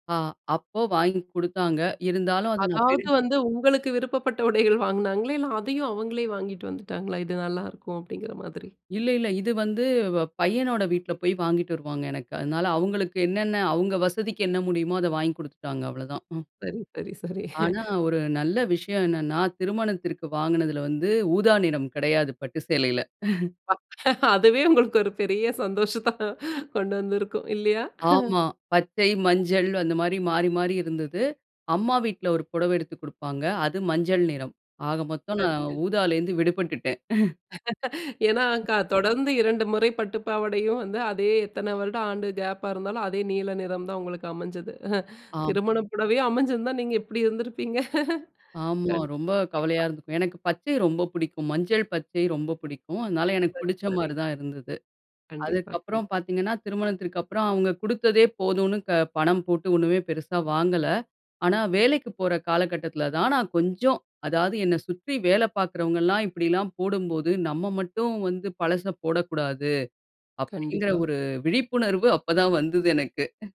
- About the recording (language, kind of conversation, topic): Tamil, podcast, வயது அதிகரிக்கத் தொடங்கியபோது உங்கள் உடைத் தேர்வுகள் எப்படி மாறின?
- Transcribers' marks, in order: laughing while speaking: "சரி, சரி, சரி"; chuckle; chuckle; laughing while speaking: "ஒரு பெரிய சந்தோஷத்த கொண்டு வந்திருக்கும் இல்லயா?"; other noise; chuckle; tapping; chuckle; chuckle; chuckle